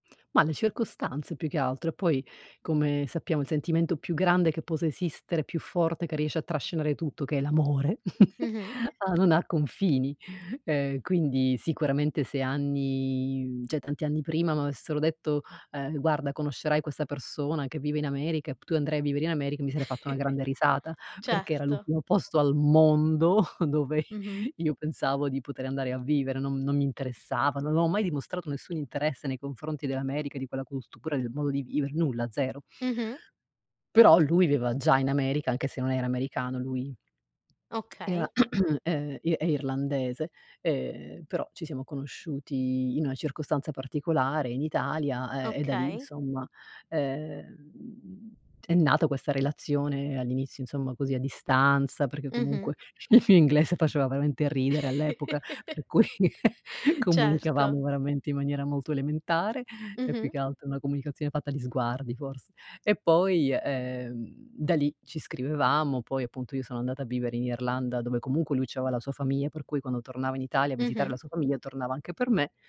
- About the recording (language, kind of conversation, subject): Italian, podcast, Cosa significa per te casa?
- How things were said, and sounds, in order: stressed: "l'amore"; chuckle; tapping; "cioè" said as "ceh"; chuckle; stressed: "mondo"; chuckle; lip smack; throat clearing; laughing while speaking: "il mio"; laughing while speaking: "cui"; chuckle